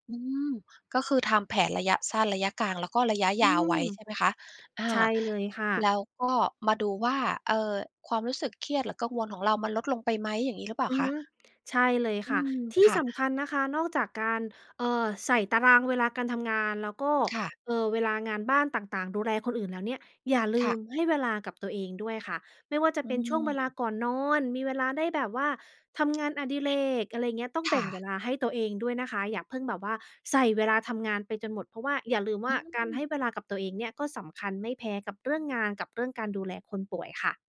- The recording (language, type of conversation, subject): Thai, advice, จะขอปรับเวลาทำงานให้ยืดหยุ่นหรือขอทำงานจากบ้านกับหัวหน้าอย่างไรดี?
- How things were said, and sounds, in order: none